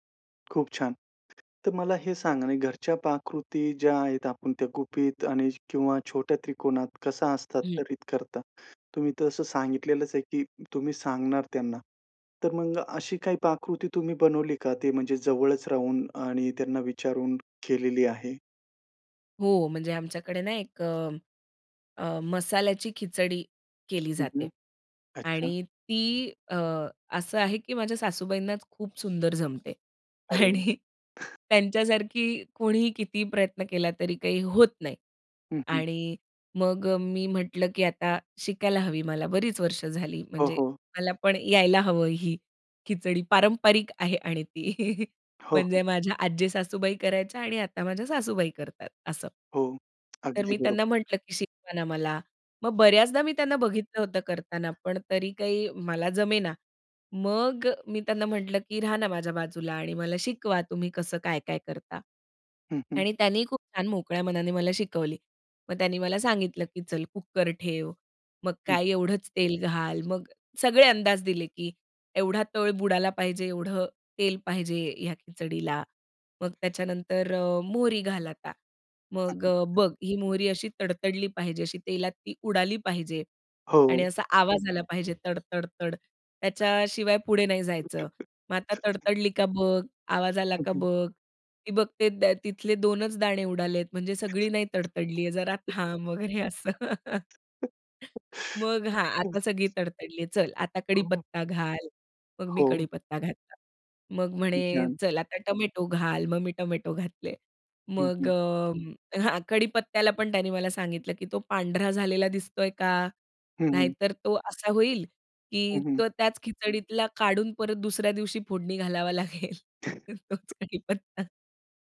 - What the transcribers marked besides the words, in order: tapping; other noise; other background noise; laughing while speaking: "आणि"; chuckle; laughing while speaking: "ती"; chuckle; chuckle; background speech; laugh; laugh; laugh; laughing while speaking: "असं"; chuckle; laughing while speaking: "लागेल तोच कढीपत्ता"; chuckle
- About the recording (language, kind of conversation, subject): Marathi, podcast, घरच्या जुन्या पाककृती पुढच्या पिढीपर्यंत तुम्ही कशा पद्धतीने पोहोचवता?